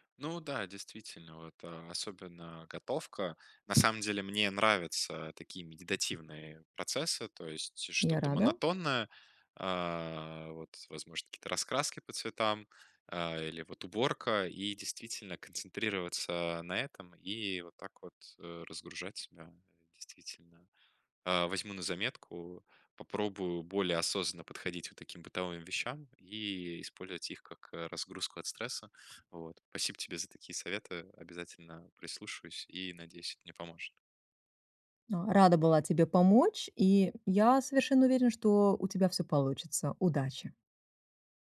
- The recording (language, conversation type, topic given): Russian, advice, Как мне справляться с частыми переключениями внимания и цифровыми отвлечениями?
- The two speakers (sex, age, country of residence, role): female, 40-44, United States, advisor; male, 20-24, Germany, user
- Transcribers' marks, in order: other background noise; tapping